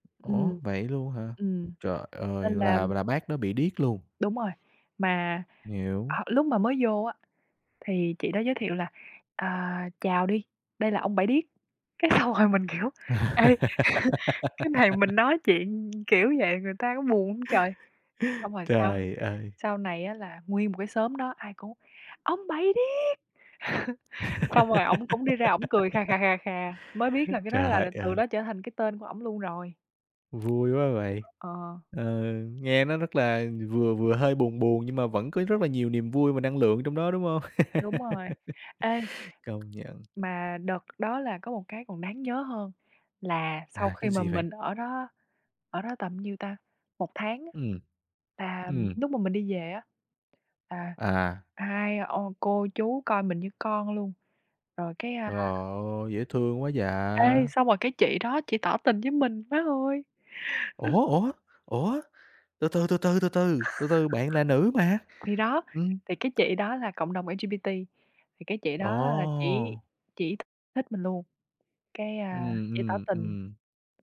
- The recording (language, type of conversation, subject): Vietnamese, podcast, Bạn hãy kể cho mình nghe về một sở thích mang lại niềm vui cho bạn được không?
- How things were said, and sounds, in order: laughing while speaking: "xong"; other background noise; chuckle; laugh; tapping; chuckle; other noise; laugh; laugh; "bao" said as "ưn"; chuckle; in English: "L-G-B-T"